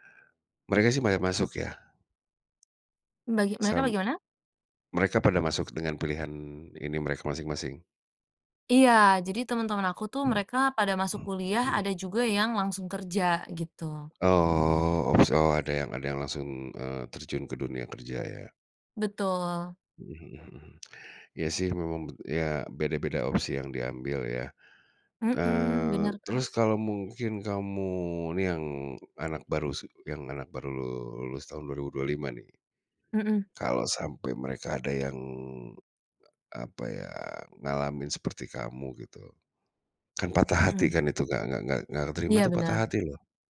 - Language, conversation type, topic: Indonesian, podcast, Pernahkah kamu mengalami kegagalan dan belajar dari pengalaman itu?
- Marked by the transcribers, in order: tapping